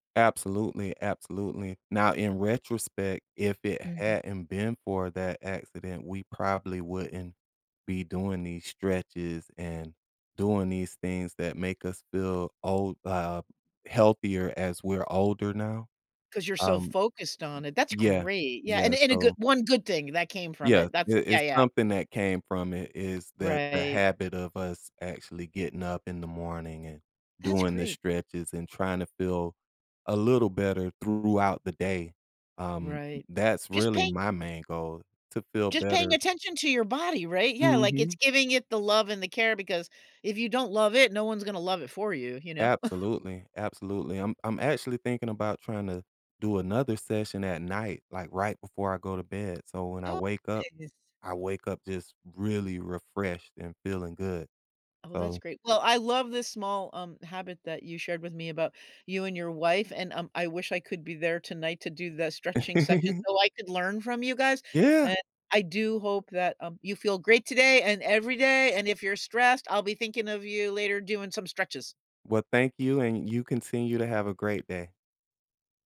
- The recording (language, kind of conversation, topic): English, unstructured, What small habits help me feel grounded during hectic times?
- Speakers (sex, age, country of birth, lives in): female, 65-69, United States, United States; male, 45-49, United States, United States
- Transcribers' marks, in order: tapping; other background noise; chuckle; unintelligible speech; giggle